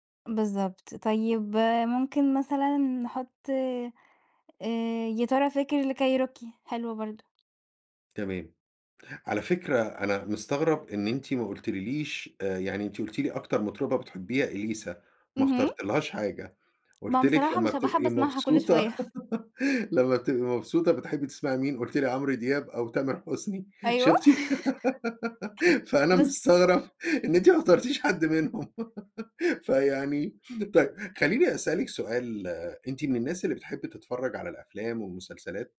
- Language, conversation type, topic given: Arabic, podcast, إزاي بتكتشف موسيقى جديدة عادةً؟
- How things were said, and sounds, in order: laugh; tapping; laugh; laughing while speaking: "فأنا مستغرب إن أنتِ ما اخترتيش حد منهم"; giggle